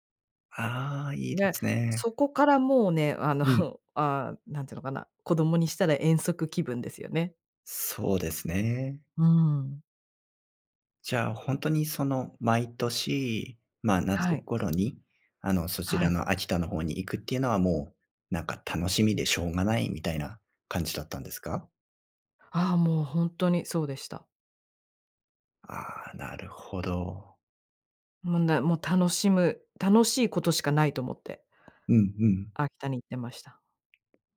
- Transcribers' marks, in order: chuckle
- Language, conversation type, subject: Japanese, podcast, 子どもの頃の一番の思い出は何ですか？